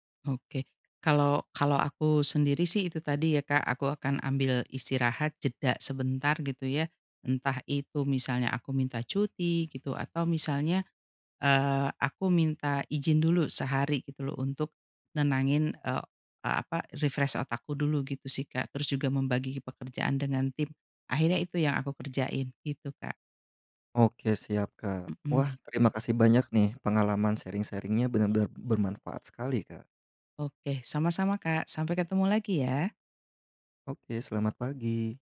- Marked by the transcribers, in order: in English: "refresh"; in English: "sharing-sharing-nya"; other background noise
- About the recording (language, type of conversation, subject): Indonesian, podcast, Pernahkah kamu merasa kehilangan identitas kreatif, dan apa penyebabnya?